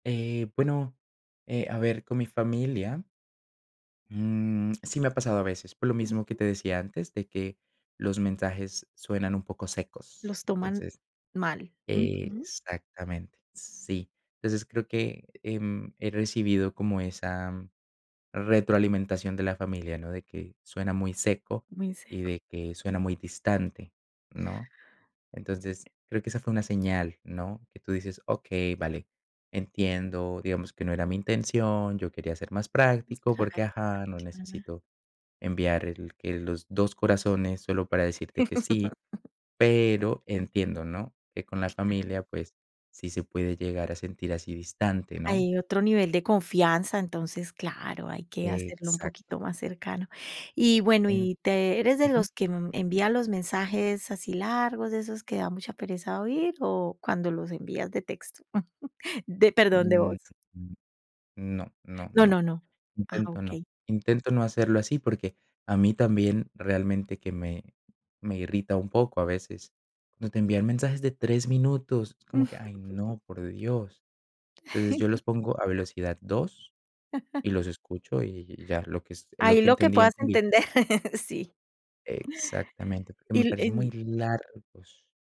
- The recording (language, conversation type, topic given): Spanish, podcast, ¿Cómo usas las notas de voz en comparación con los mensajes de texto?
- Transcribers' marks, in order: tapping; unintelligible speech; laugh; chuckle; other noise; laugh; chuckle; laugh; laugh